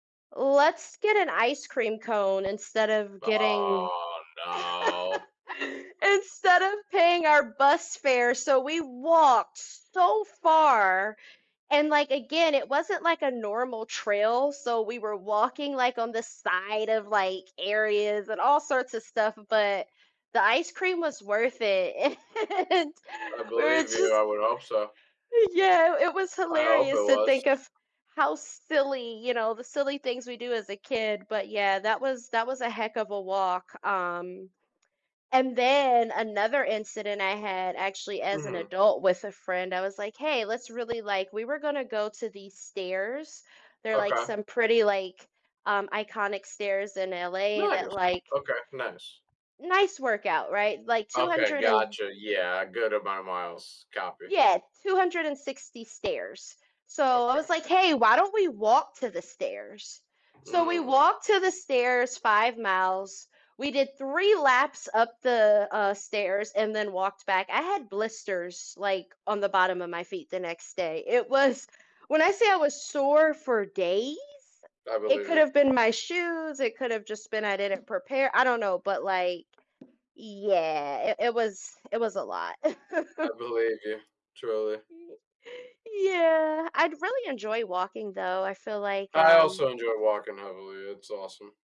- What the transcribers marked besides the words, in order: other background noise; drawn out: "Oh"; laugh; laughing while speaking: "and"; tapping; chuckle
- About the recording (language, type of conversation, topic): English, unstructured, How would your life be different if you had to walk everywhere instead of using modern transportation?